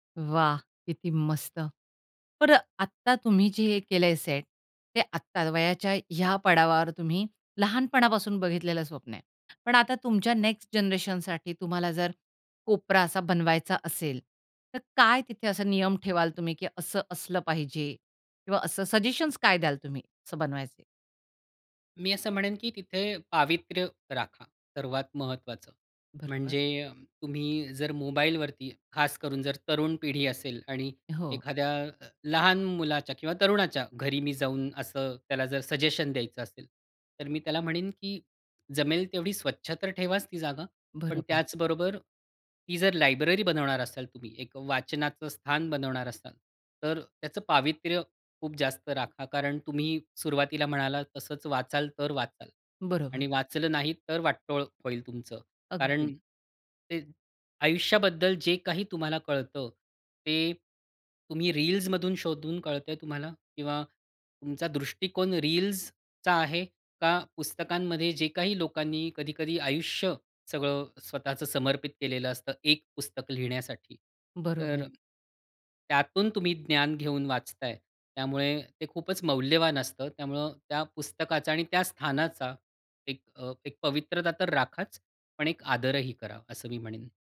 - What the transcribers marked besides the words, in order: other background noise; in English: "सजेशन्स"; in English: "सजेशन"
- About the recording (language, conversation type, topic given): Marathi, podcast, एक छोटा वाचन कोपरा कसा तयार कराल?